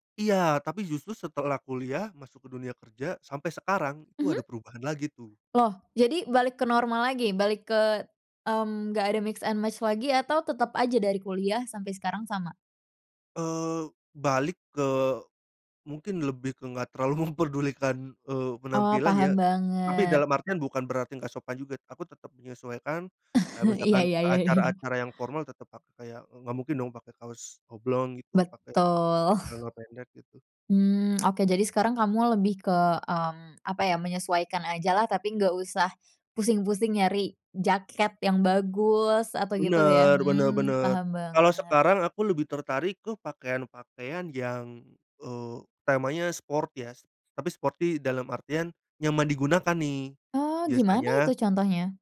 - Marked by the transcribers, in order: in English: "mix and match"; chuckle; laughing while speaking: "iya"; chuckle; other background noise; in English: "sport"; in English: "sporty"
- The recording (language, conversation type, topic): Indonesian, podcast, Dari mana biasanya kamu mendapatkan inspirasi untuk penampilanmu?
- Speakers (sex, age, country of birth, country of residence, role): female, 20-24, Indonesia, Indonesia, host; male, 30-34, Indonesia, Indonesia, guest